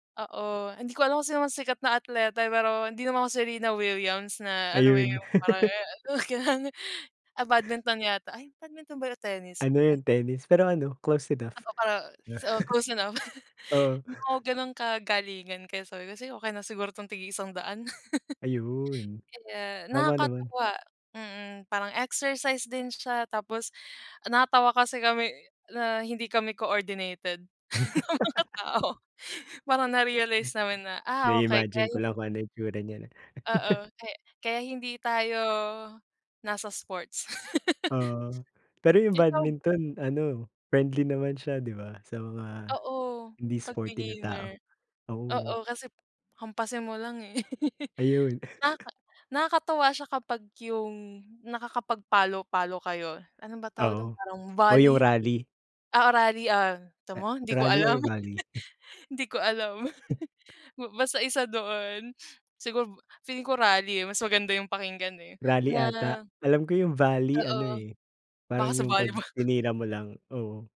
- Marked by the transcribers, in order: tapping; laugh; other background noise; unintelligible speech; unintelligible speech; chuckle; chuckle; laughing while speaking: "na mga"; chuckle; chuckle; laugh; chuckle; other noise; chuckle
- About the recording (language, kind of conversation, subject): Filipino, unstructured, Ano ang pinaka-nakakatuwang nangyari sa iyo habang ginagawa mo ang paborito mong libangan?